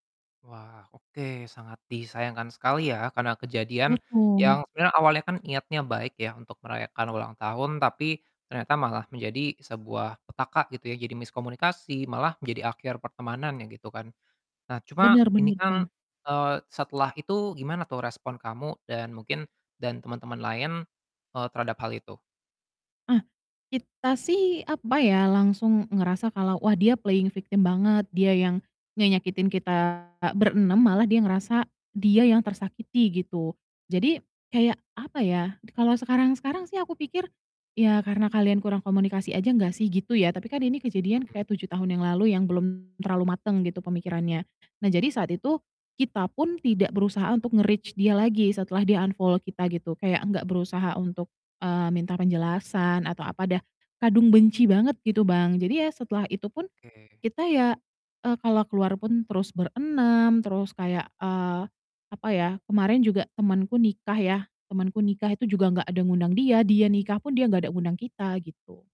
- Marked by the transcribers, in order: static; in English: "playing victim"; distorted speech; in English: "nge-reach"; in English: "unfollow"
- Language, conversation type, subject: Indonesian, advice, Bagaimana cara menjalin kembali pertemanan setelah kalian sempat putus hubungan?